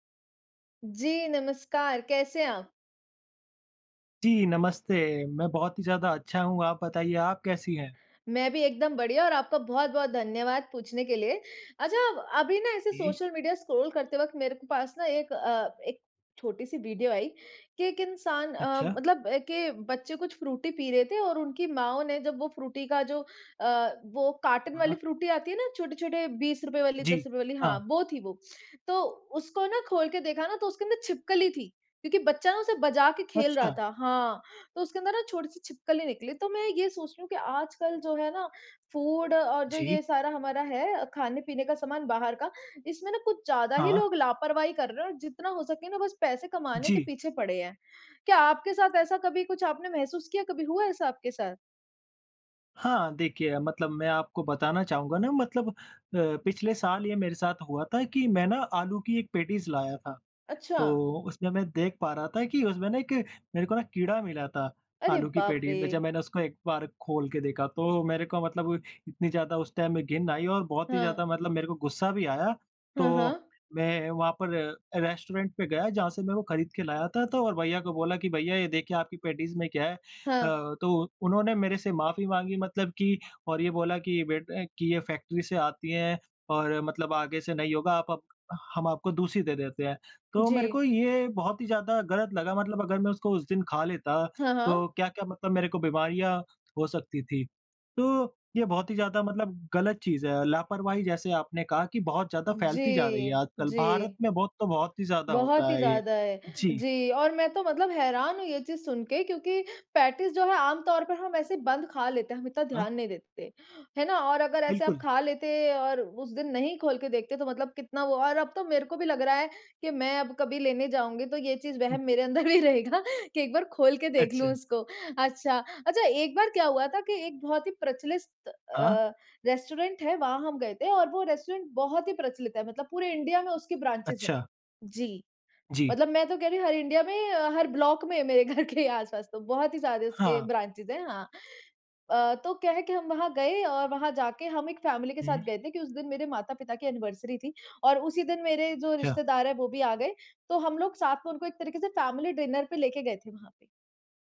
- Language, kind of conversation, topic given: Hindi, unstructured, क्या आपको कभी खाना खाते समय उसमें कीड़े या गंदगी मिली है?
- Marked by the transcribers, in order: in English: "कार्टन"; in English: "फूड"; in English: "टाइम"; in English: "रेस्टोरेंट"; laughing while speaking: "रहेगा कि एक बार खोल के देख लूँ उसको"; "प्रचलित" said as "प्रच्लिस्त"; in English: "रेस्टोरेंट"; in English: "रेस्टोरेंट"; in English: "ब्रांचेज"; laughing while speaking: "घर के ही आस-पास"; in English: "ब्रांचेज"; in English: "फैमिली"; in English: "एनिवर्सरी"; in English: "फैमिली डिनर"